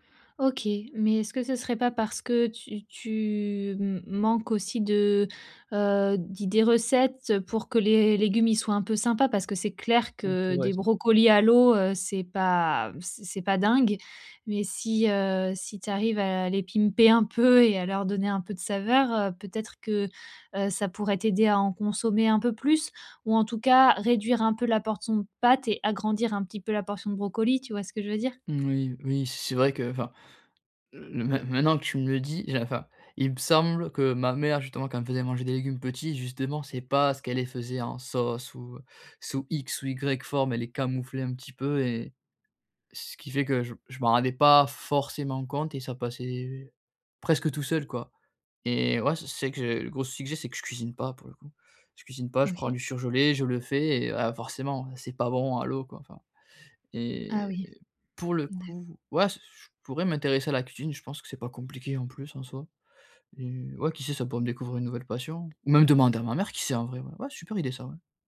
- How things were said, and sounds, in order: unintelligible speech; stressed: "forcément"; drawn out: "Et"
- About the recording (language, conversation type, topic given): French, advice, Comment équilibrer le plaisir immédiat et les résultats à long terme ?